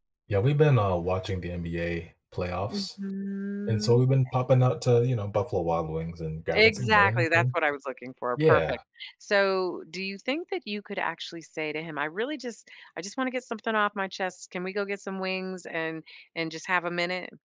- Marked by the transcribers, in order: drawn out: "Mhm"; tapping
- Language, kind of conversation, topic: English, advice, How do I tell a close friend I feel let down?